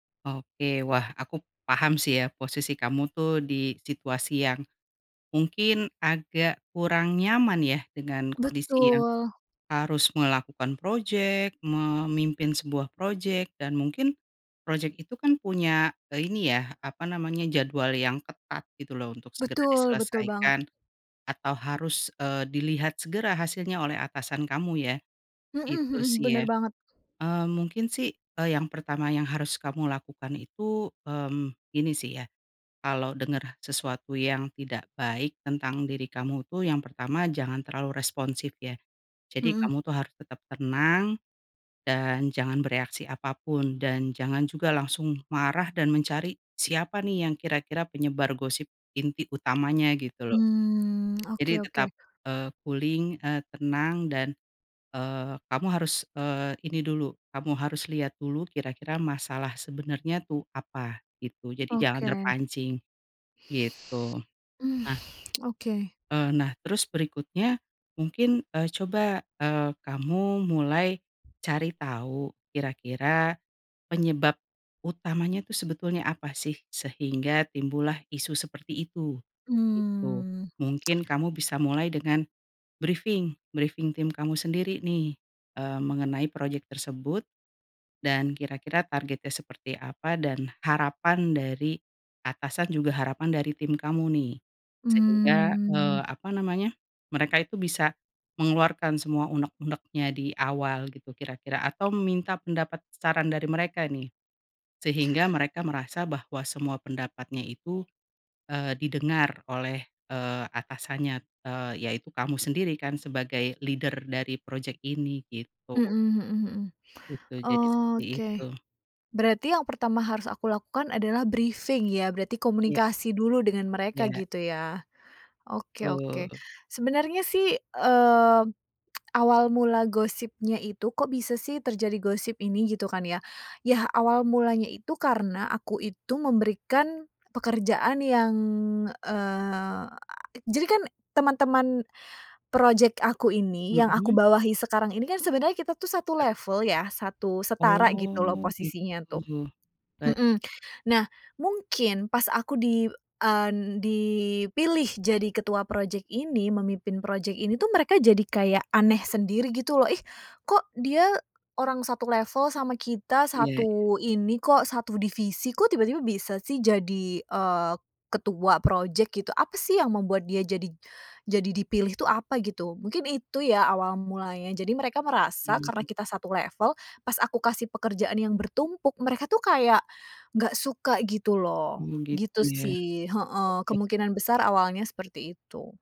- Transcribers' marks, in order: other background noise; in English: "cooling"; breath; tsk; tsk; drawn out: "Mmm"; in English: "leader"; "Iya" said as "Iyak"; tsk
- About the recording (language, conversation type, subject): Indonesian, advice, Bagaimana Anda menghadapi gosip atau fitnah di lingkungan kerja?